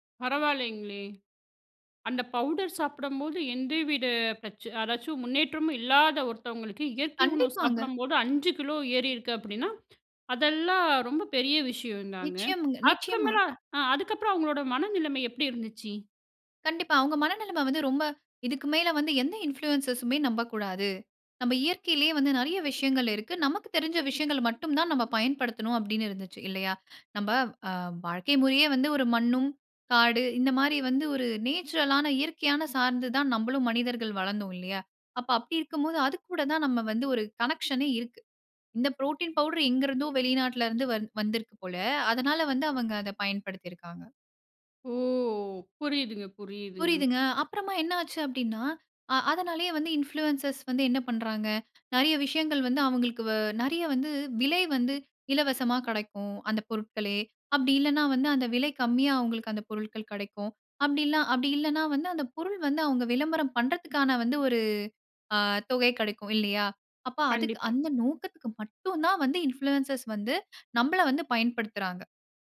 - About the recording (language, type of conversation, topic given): Tamil, podcast, ஒரு உள்ளடக்க உருவாக்குநரின் மனநலத்தைப் பற்றி நாம் எவ்வளவு வரை கவலைப்பட வேண்டும்?
- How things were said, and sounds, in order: surprised: "இயற்கை உணவு சாப்பிடும்போது அஞ்சு கிலோ ஏறிருக்கு அப்டின்னா, அதெல்லாம் ரொம்ப பெரிய விஷயந்தாங்க"; in English: "இன்ஃப்ளூயன்ஸர்"; inhale; in English: "நேச்சுரல்"; drawn out: "ஓ!"; in English: "இன்ஃப்ளூயன்ஸர்ஸ்"; in English: "இன்ஃப்ளூயன்ஸர்ஸ்"